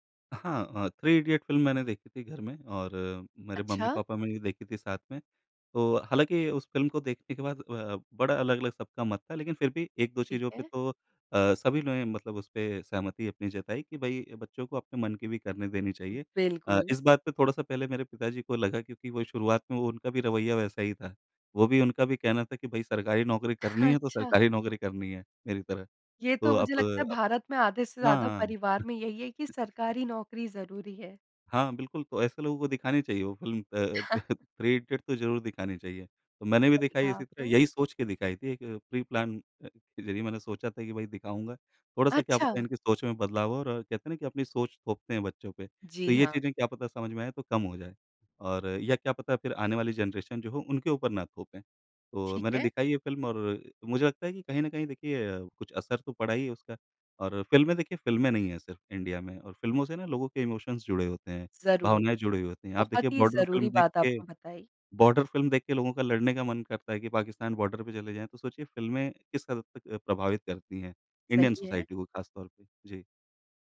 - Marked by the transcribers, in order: other background noise; chuckle; in English: "प्री-प्लान"; in English: "जनरेशन"; in English: "इमोशन्स"; in English: "बॉर्डर"; in English: "सोसाइटी"
- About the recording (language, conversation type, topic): Hindi, podcast, आपके परिवार में आमतौर पर किस तरह की फिल्में साथ बैठकर देखी जाती हैं?